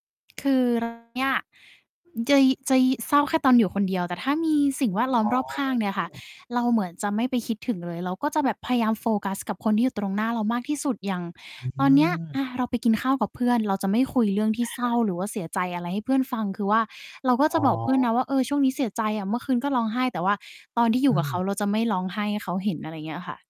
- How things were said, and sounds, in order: distorted speech; other noise
- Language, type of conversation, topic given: Thai, podcast, ถ้าคุณต้องเลือกเพลงหนึ่งเพลงมาเป็นตัวแทนตัวคุณ คุณจะเลือกเพลงอะไร?
- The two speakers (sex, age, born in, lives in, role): female, 20-24, Thailand, Thailand, guest; male, 35-39, Thailand, Thailand, host